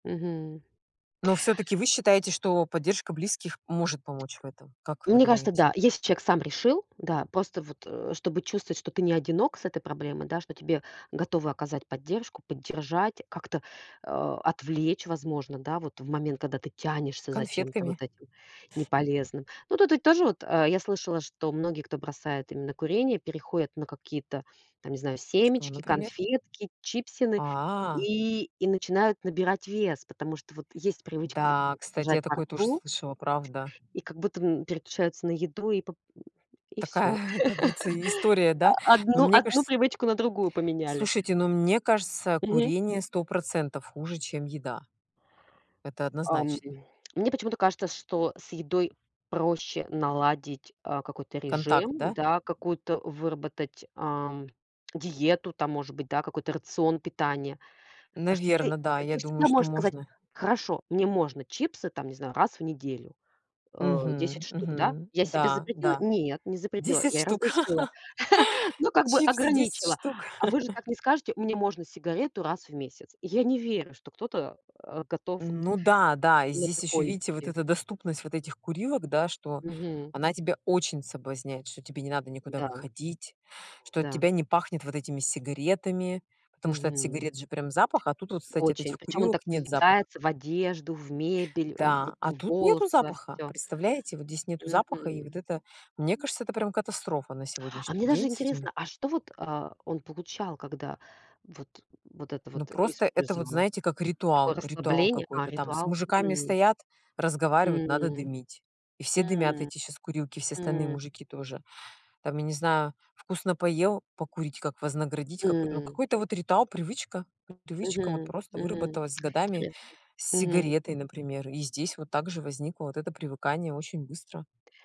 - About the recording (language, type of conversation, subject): Russian, unstructured, Почему так трудно убедить человека отказаться от вредных привычек?
- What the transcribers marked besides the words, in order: tapping; other background noise; unintelligible speech; laughing while speaking: "Такая"; other noise; laugh; chuckle; chuckle; tsk; gasp; alarm